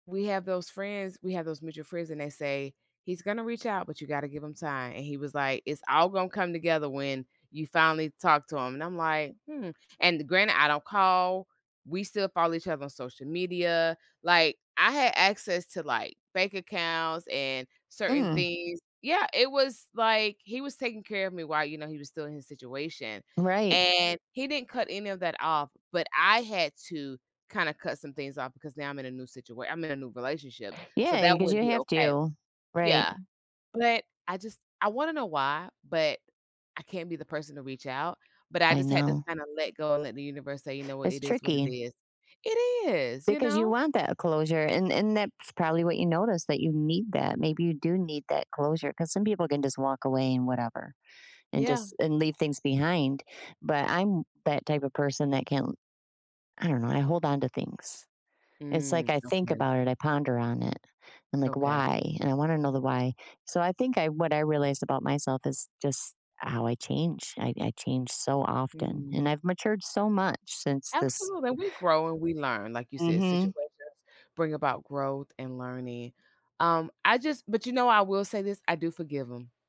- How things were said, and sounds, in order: other background noise
- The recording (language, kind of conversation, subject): English, unstructured, How can I notice my own behavior when meeting someone's family?
- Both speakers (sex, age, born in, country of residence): female, 45-49, United States, United States; female, 50-54, United States, United States